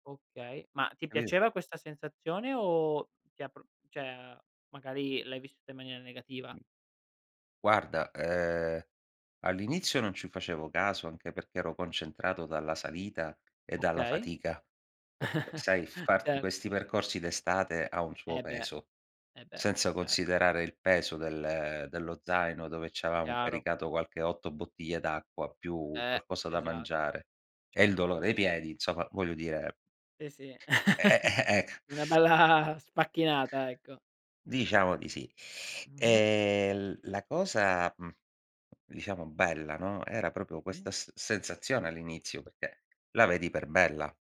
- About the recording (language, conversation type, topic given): Italian, podcast, Qual è una strada o un cammino che ti ha segnato?
- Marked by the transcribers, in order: unintelligible speech; "cioè" said as "ceh"; other noise; chuckle; "c'avevamo" said as "c'aveamo"; "insomma" said as "nsomma"; chuckle; other background noise; drawn out: "bella"; teeth sucking; drawn out: "E"; tapping